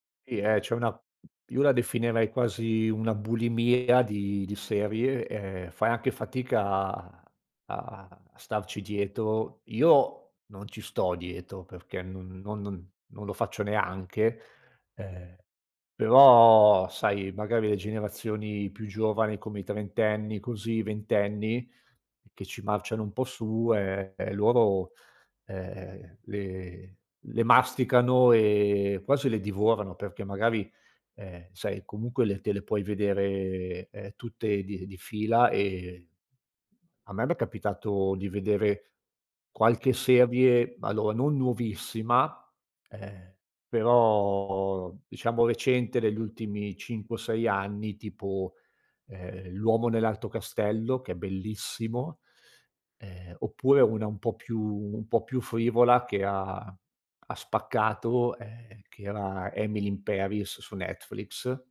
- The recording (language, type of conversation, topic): Italian, podcast, In che modo la nostalgia influisce su ciò che guardiamo, secondo te?
- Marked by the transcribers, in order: none